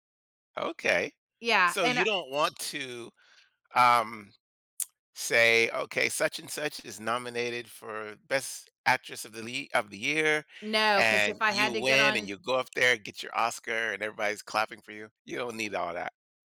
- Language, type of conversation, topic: English, unstructured, How does where you live affect your sense of identity and happiness?
- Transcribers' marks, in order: tsk